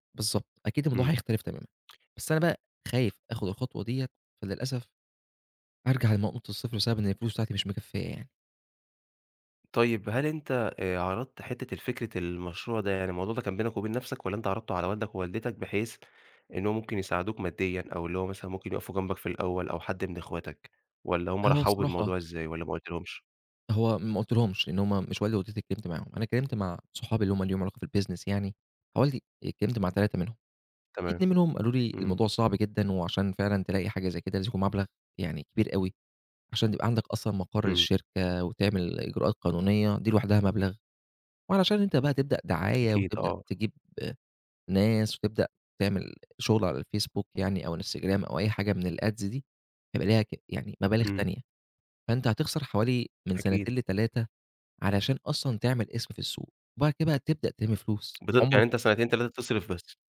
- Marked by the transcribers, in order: tapping; in English: "الbusiness"; in English: "الads"
- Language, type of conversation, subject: Arabic, advice, إزاي أقدر أتخطّى إحساس العجز عن إني أبدأ مشروع إبداعي رغم إني متحمّس وعندي رغبة؟